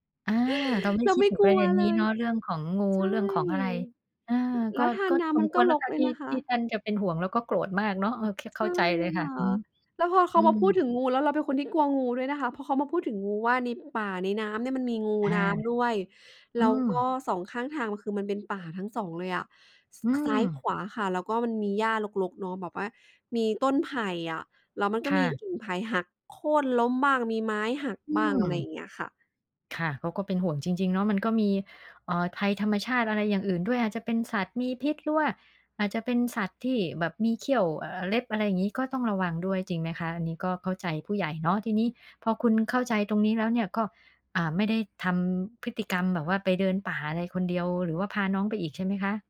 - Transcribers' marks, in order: other noise; "ทาง" said as "ทาน"; tapping; other background noise
- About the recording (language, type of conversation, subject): Thai, podcast, ช่วยเล่าเรื่องการเดินป่าที่ทำให้มุมมองต่อชีวิตของคุณเปลี่ยนไปให้ฟังหน่อยได้ไหม?